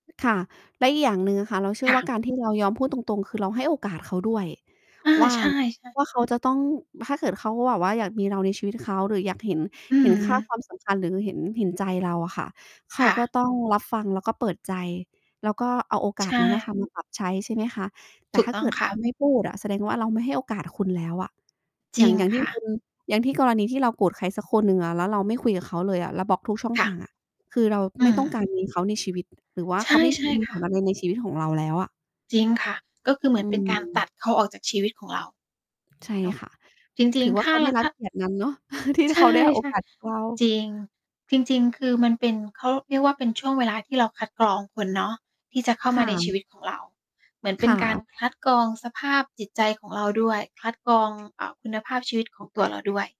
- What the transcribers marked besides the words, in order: other noise; distorted speech; static; chuckle; tapping
- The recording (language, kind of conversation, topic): Thai, unstructured, เมื่อไหร่เราควรพูดสิ่งที่คิดตรงๆ แม้อาจทำให้คนโกรธ?